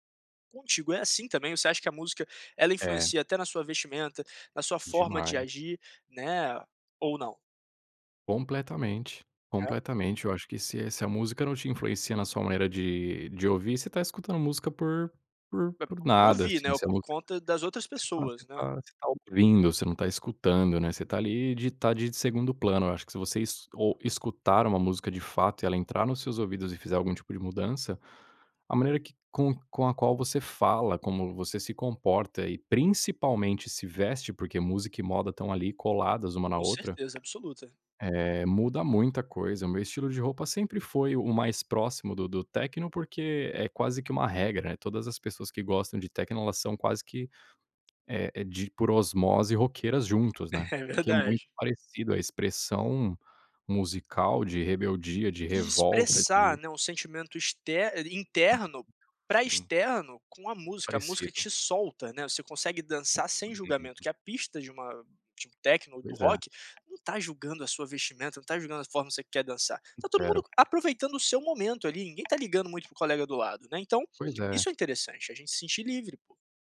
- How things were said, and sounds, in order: tapping; unintelligible speech; "poxa" said as "pô"
- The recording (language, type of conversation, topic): Portuguese, podcast, Qual música te define hoje?